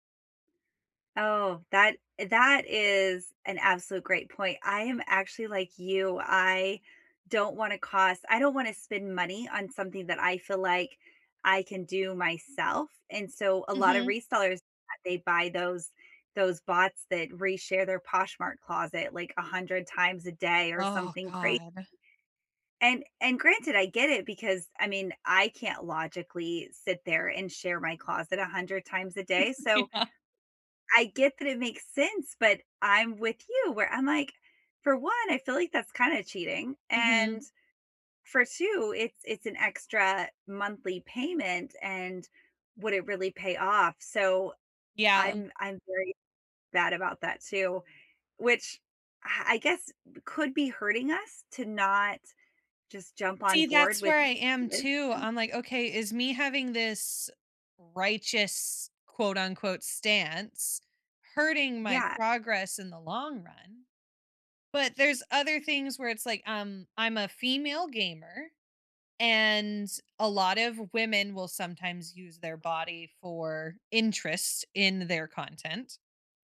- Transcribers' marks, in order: unintelligible speech; chuckle; laughing while speaking: "Yeah"; tapping
- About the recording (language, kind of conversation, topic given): English, unstructured, What dreams do you think are worth chasing no matter the cost?